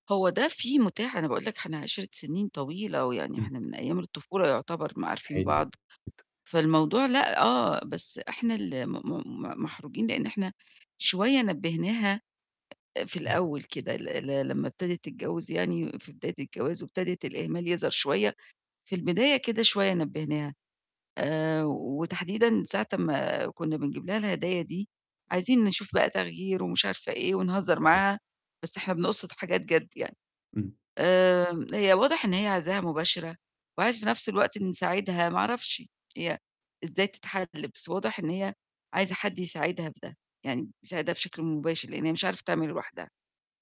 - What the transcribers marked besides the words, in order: distorted speech; unintelligible speech; tapping
- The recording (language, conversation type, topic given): Arabic, advice, إزاي أوازن بين الصراحة واللطف وأنا بادي ملاحظات بنّاءة لزميل في الشغل؟